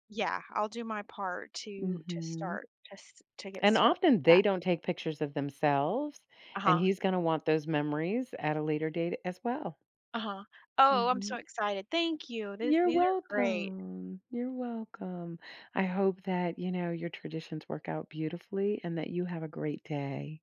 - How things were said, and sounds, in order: drawn out: "welcome"
- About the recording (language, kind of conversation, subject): English, advice, How can I cope with missing someone on important anniversaries or milestones?
- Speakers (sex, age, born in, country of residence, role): female, 40-44, United States, United States, user; female, 60-64, United States, United States, advisor